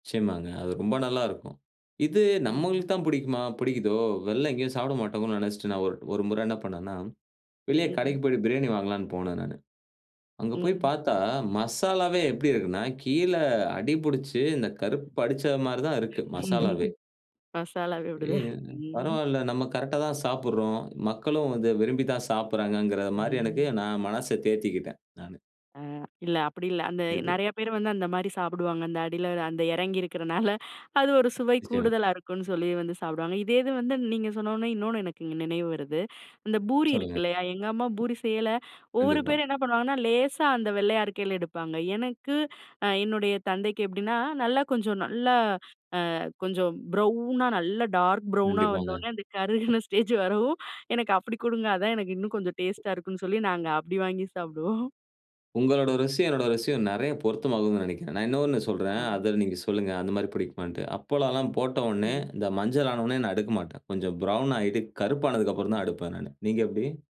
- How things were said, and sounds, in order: other background noise; chuckle; in English: "ப்ரௌனா"; in English: "டார்க் ப்ரௌனா"; in English: "ஸ்டேஜ்"; in English: "டேஸ்ட்டா"; tapping; in English: "ப்ரவுன்"
- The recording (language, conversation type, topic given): Tamil, podcast, சமையலறை வாசல் அல்லது இரவு உணவின் மணம் உங்களுக்கு எந்த நினைவுகளைத் தூண்டுகிறது?